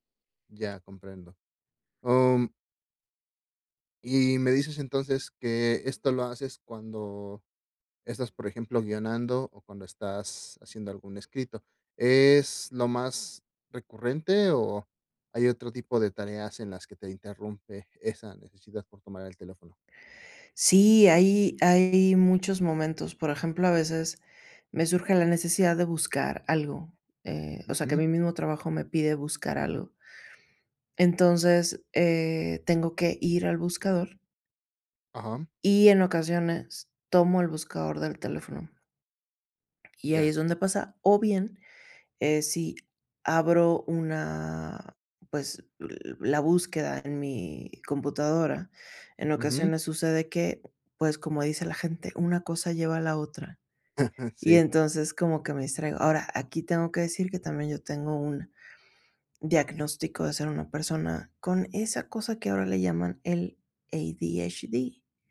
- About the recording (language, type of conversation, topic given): Spanish, advice, ¿Cómo puedo evitar distraerme con el teléfono o las redes sociales mientras trabajo?
- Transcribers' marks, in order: tapping; laugh; in English: "A-D-H-D"